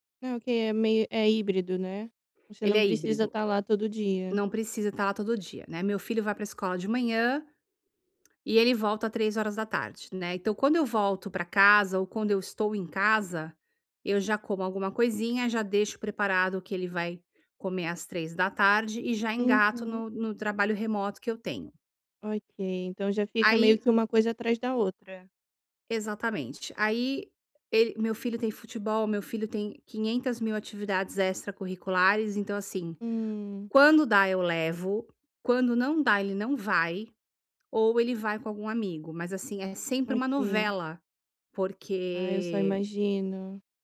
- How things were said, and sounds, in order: other background noise
- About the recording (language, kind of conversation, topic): Portuguese, advice, Como posso equilibrar melhor minha vida pessoal e profissional?